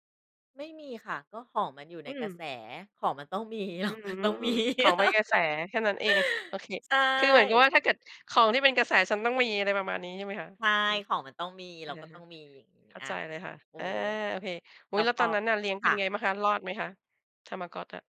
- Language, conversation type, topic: Thai, podcast, ตอนเด็กๆ คุณเคยสะสมอะไรบ้าง เล่าให้ฟังหน่อยได้ไหม?
- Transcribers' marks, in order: laughing while speaking: "มี ของต้องมี"; laugh